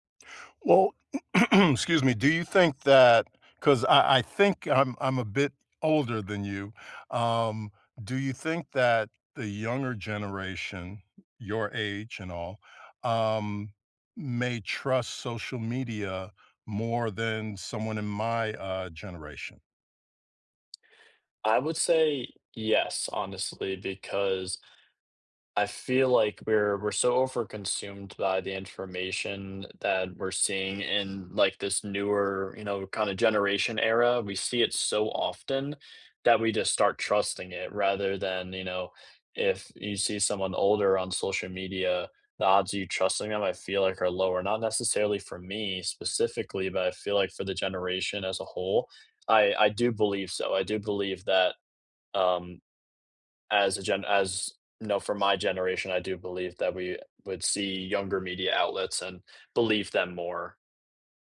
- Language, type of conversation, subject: English, unstructured, How do you feel about the role of social media in news today?
- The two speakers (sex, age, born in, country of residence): male, 20-24, United States, United States; male, 60-64, United States, United States
- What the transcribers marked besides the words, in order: tapping; background speech; other background noise